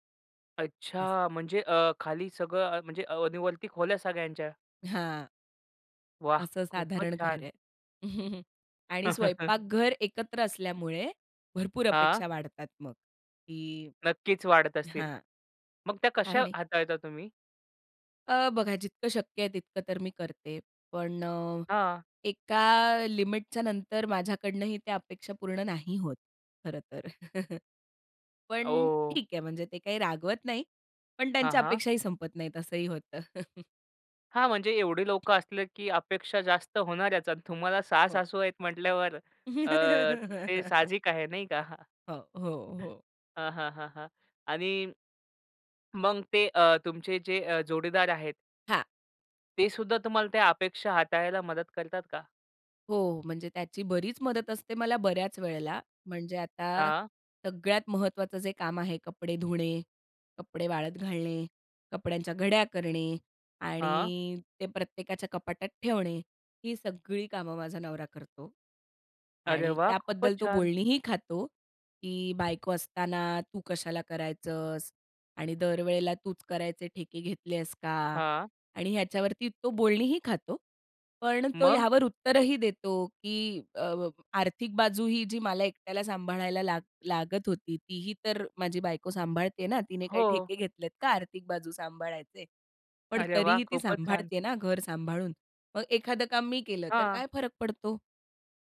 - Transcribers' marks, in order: chuckle; chuckle; laugh; tapping; laugh; chuckle; other background noise
- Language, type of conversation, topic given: Marathi, podcast, सासरकडील अपेक्षा कशा हाताळाल?